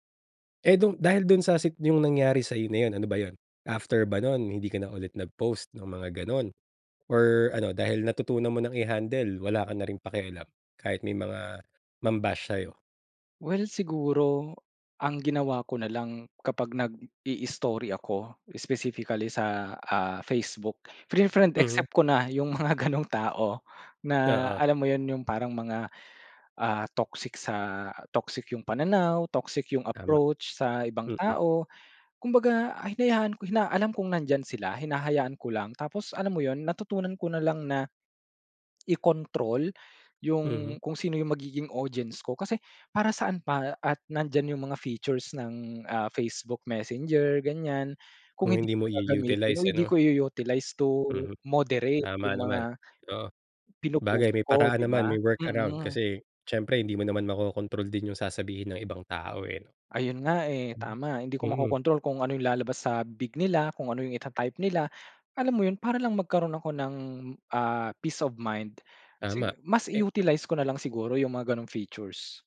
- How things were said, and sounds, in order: tapping; other background noise
- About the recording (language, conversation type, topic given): Filipino, podcast, Ano ang epekto ng midyang panlipunan sa pakikipagkapwa mo?